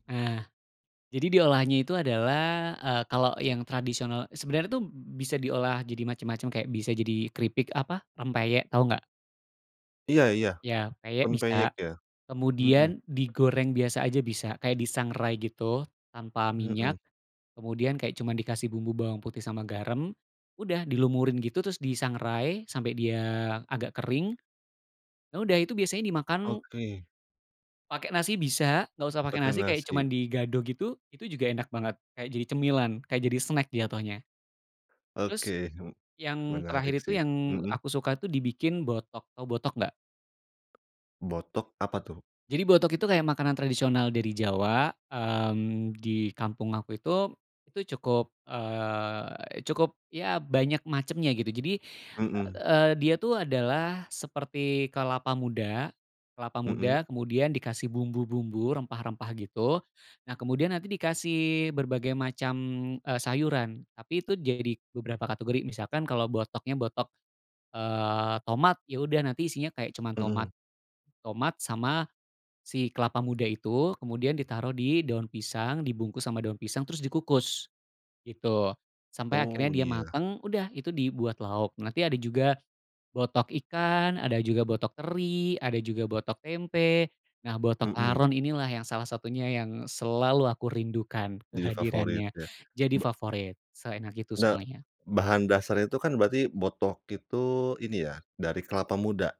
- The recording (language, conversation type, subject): Indonesian, podcast, Apa makanan tradisional yang selalu bikin kamu kangen?
- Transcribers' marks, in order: other background noise; in English: "snack"; tapping